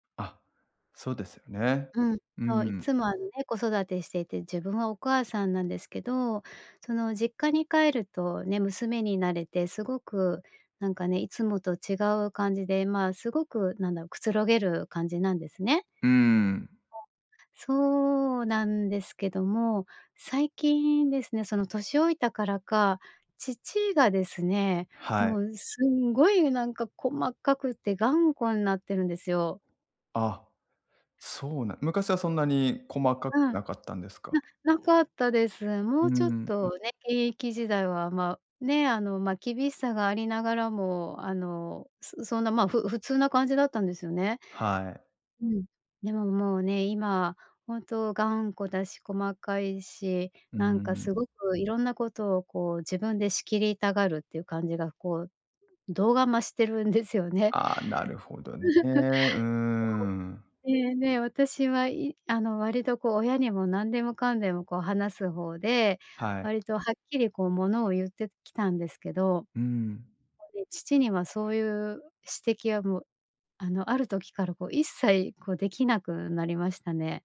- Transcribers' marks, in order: tapping; chuckle
- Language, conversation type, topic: Japanese, advice, 年末年始や行事のたびに家族の集まりで緊張してしまうのですが、どうすれば楽に過ごせますか？